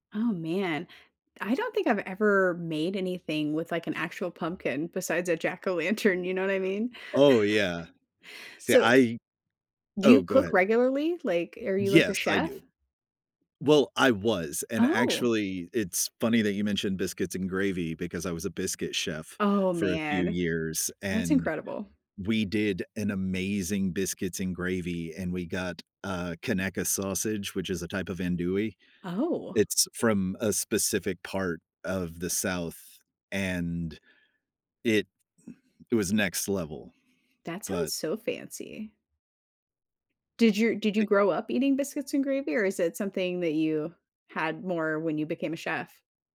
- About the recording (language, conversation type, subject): English, unstructured, How can I make a meal feel more comforting?
- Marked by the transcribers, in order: chuckle; other background noise